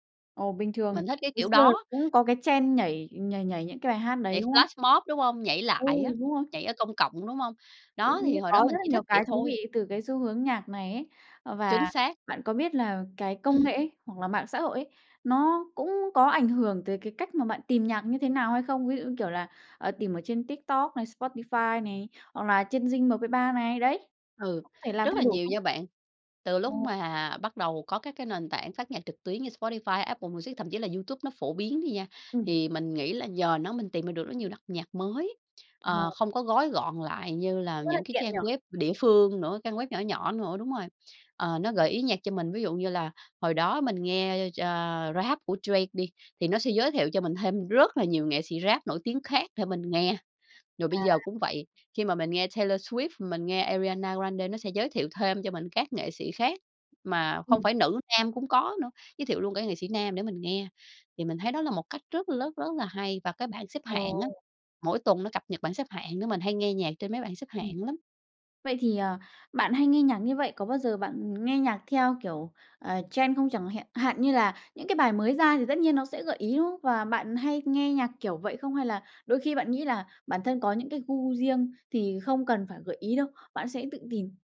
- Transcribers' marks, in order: in English: "trend"; in English: "flashmob"; other background noise; tapping; "rất-" said as "lất"; in English: "trend"
- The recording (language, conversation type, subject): Vietnamese, podcast, Gu nhạc của bạn thay đổi thế nào qua các năm?